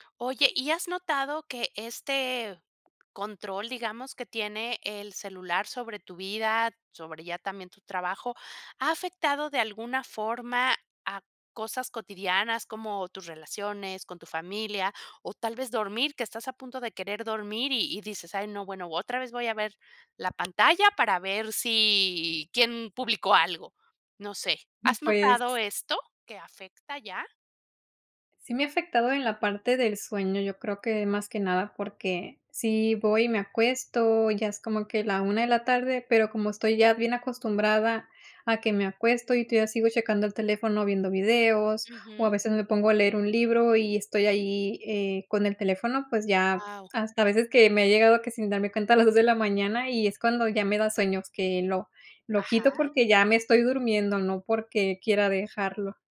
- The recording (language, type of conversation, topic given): Spanish, podcast, ¿Hasta dónde dejas que el móvil controle tu día?
- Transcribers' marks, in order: other background noise; other noise